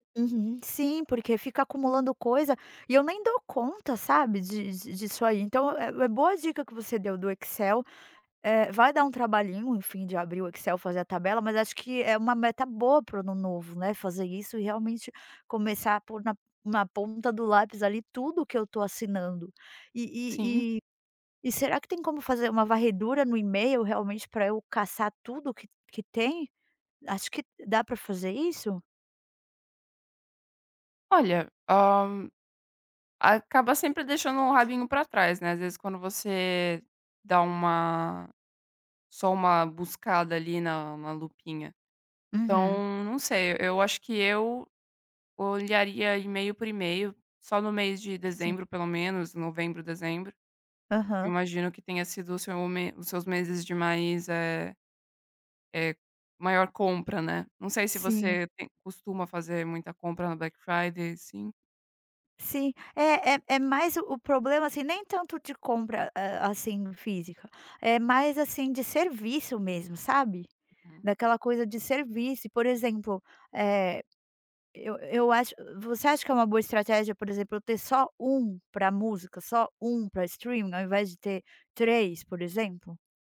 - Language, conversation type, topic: Portuguese, advice, Como identificar assinaturas acumuladas que passam despercebidas no seu orçamento?
- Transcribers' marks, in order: other background noise; tapping